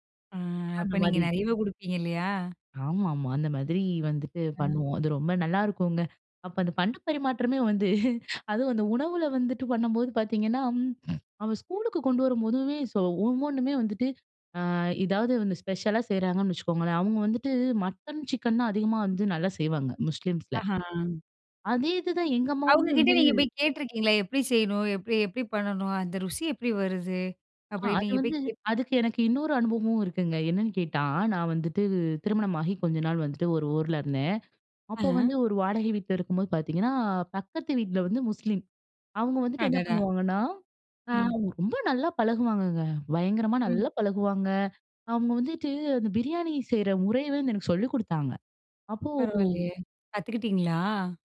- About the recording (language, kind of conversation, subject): Tamil, podcast, பாரம்பரிய உணவை யாரோ ஒருவருடன் பகிர்ந்தபோது உங்களுக்கு நடந்த சிறந்த உரையாடல் எது?
- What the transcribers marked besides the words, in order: laughing while speaking: "வந்து"; throat clearing